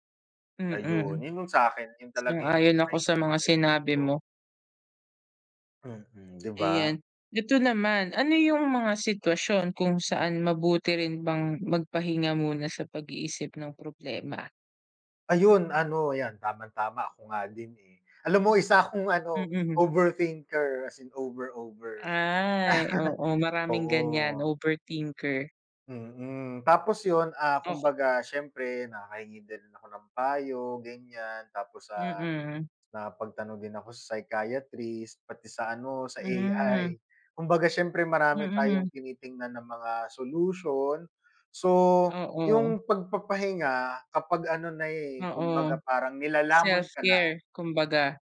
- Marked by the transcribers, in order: other background noise; tapping; in English: "overthinker, as in over, over"; laugh
- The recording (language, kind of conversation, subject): Filipino, unstructured, Ano ang masasabi mo sa mga nagsasabing huwag na lang isipin ang problema?